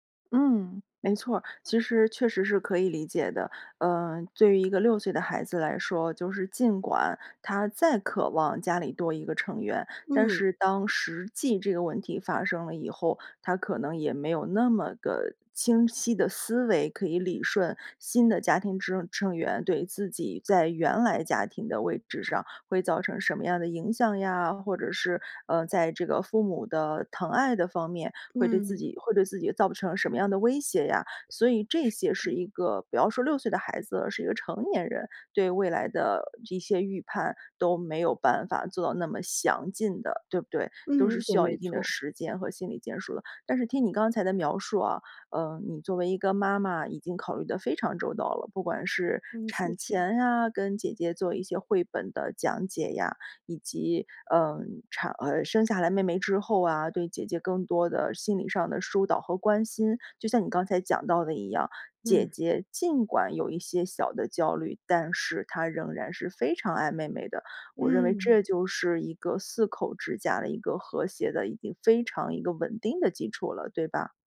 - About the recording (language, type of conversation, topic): Chinese, podcast, 当父母后，你的生活有哪些变化？
- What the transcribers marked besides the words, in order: other background noise